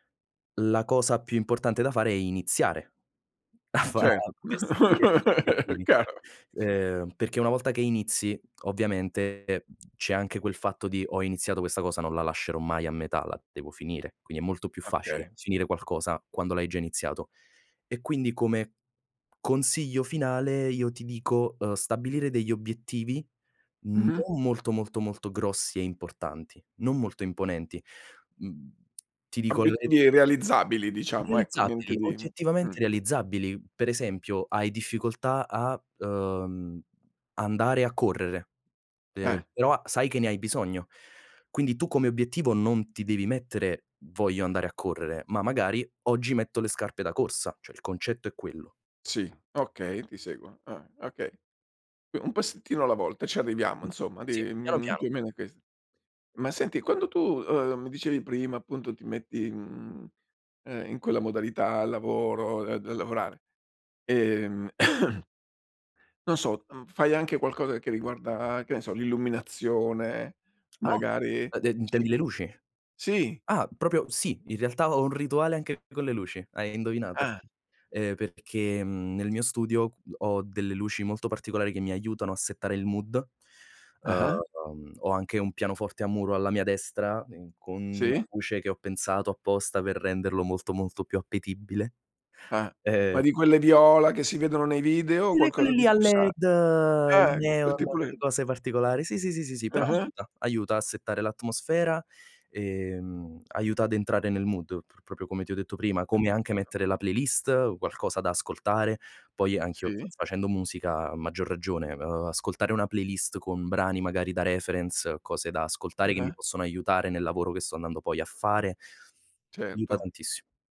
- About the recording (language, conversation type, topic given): Italian, podcast, Hai qualche regola pratica per non farti distrarre dalle tentazioni immediate?
- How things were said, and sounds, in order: chuckle; tapping; "Cioè" said as "ceh"; cough; "proprio" said as "propro"